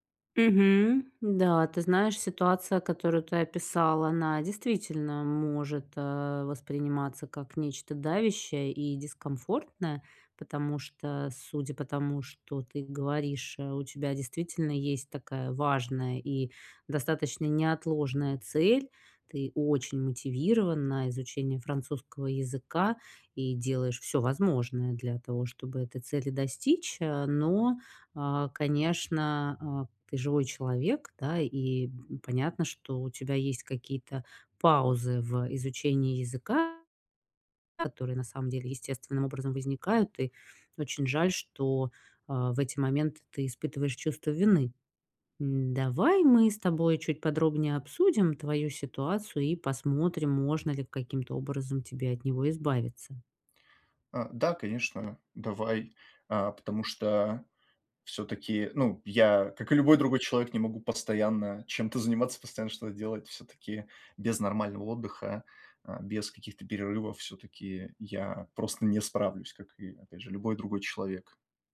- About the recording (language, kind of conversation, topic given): Russian, advice, Как перестать корить себя за отдых и перерывы?
- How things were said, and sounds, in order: tapping